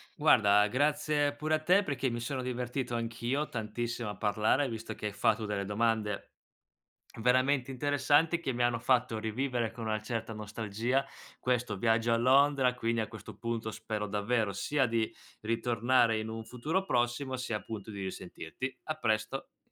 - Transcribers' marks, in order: other background noise; tapping
- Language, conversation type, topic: Italian, podcast, Quale viaggio ti ha sorpreso più di quanto ti aspettassi?